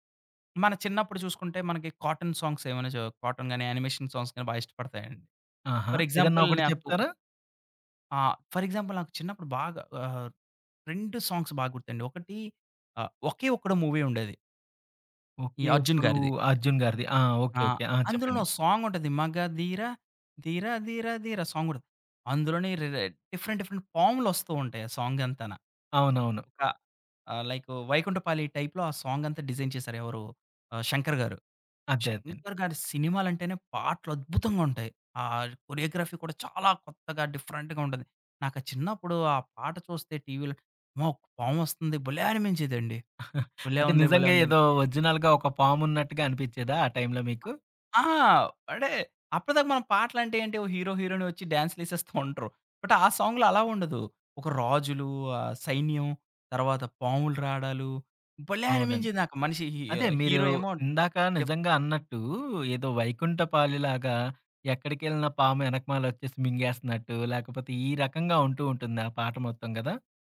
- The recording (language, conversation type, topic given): Telugu, podcast, మీ జీవితాన్ని ప్రతినిధ్యం చేసే నాలుగు పాటలను ఎంచుకోవాలంటే, మీరు ఏ పాటలను ఎంచుకుంటారు?
- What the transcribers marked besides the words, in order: in English: "కాటన్ సాంగ్స్"; in English: "కాటన్"; in English: "యానిమేషన్ సాంగ్స్"; in English: "ఫర్ ఎగ్జాంపుల్"; in English: "ఫర్ ఎగ్జాంపుల్"; in English: "సాంగ్స్"; in English: "మూవీ"; singing: "మగధీర ధీర ధీర ధీర"; in English: "డిఫరెంట్ డిఫరెంట్"; in English: "సాంగ్"; in English: "టైప్‌లో"; in English: "డిజైన్"; in English: "కొరియోగ్రఫీ"; in English: "డిఫరెంట్‌గా"; chuckle; in English: "ఒ‌ర్జి‌నల్‌గా"; other background noise; in English: "హీరో హీరోయిన్"; in English: "బట్"; in English: "సాంగ్‌లో"; in English: "హీ హీరో"